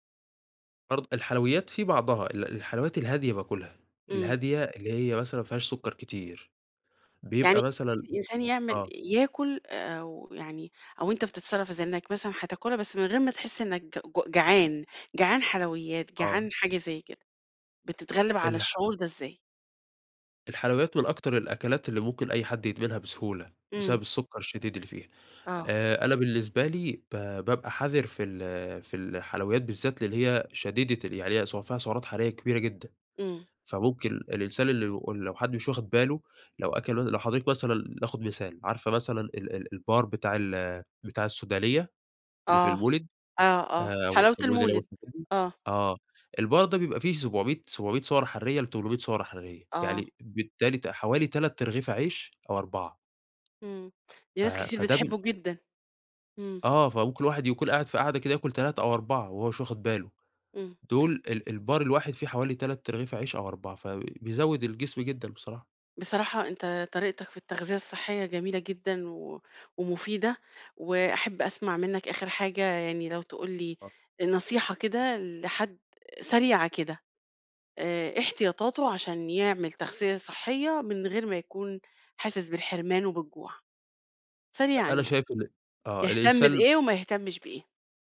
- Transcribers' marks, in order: unintelligible speech; in English: "البار"; unintelligible speech; in English: "البار"; in English: "البار"
- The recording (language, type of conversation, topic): Arabic, podcast, كيف بتاكل أكل صحي من غير ما تجوّع نفسك؟